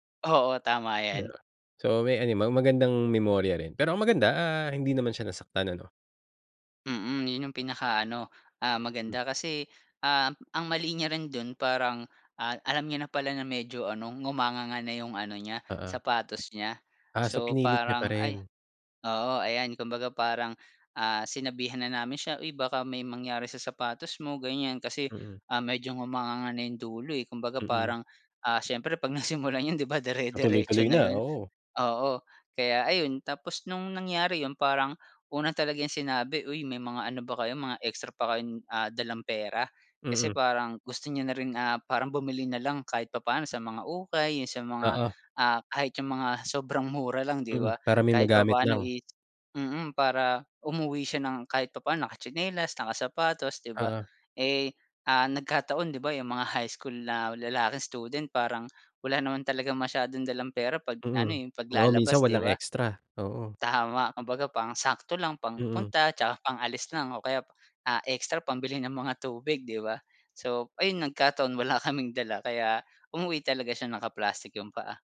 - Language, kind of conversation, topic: Filipino, podcast, Maaari mo bang ibahagi ang isang nakakatawa o nakakahiya mong kuwento tungkol sa hilig mo?
- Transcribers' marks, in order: none